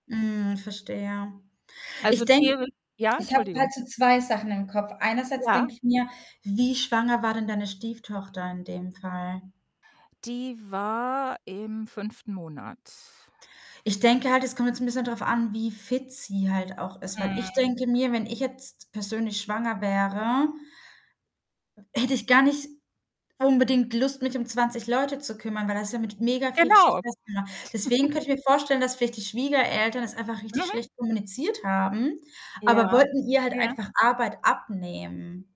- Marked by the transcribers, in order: fan; other background noise; chuckle
- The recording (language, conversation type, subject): German, advice, Wie kann ich mit dem Konflikt mit meiner Schwiegerfamilie umgehen, wenn sie sich in meine persönlichen Entscheidungen einmischt?